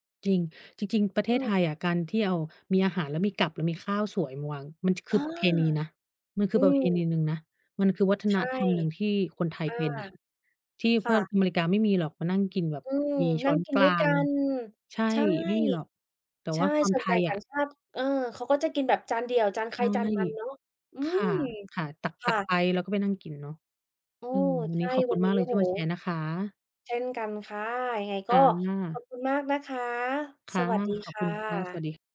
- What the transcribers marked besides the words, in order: none
- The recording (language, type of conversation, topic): Thai, unstructured, คุณคิดว่าการรับประทานอาหารตามประเพณีช่วยให้ครอบครัวใกล้ชิดกันมากขึ้นไหม?